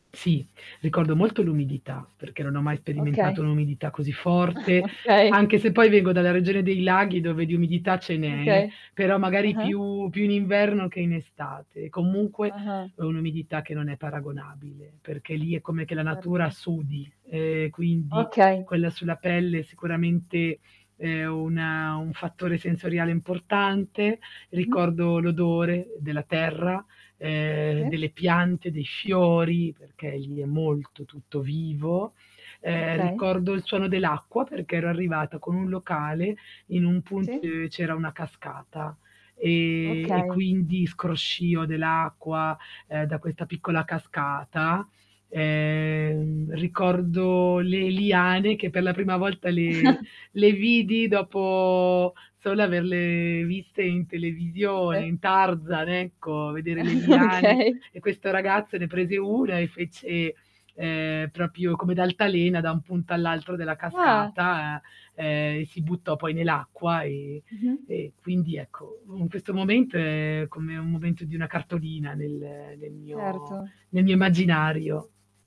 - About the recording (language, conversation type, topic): Italian, podcast, Puoi raccontarmi di un incontro con la natura che ti ha tolto il fiato?
- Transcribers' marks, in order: static; chuckle; laughing while speaking: "Okay"; other background noise; distorted speech; drawn out: "ehm"; chuckle; tapping; chuckle; laughing while speaking: "Okay"; "proprio" said as "propio"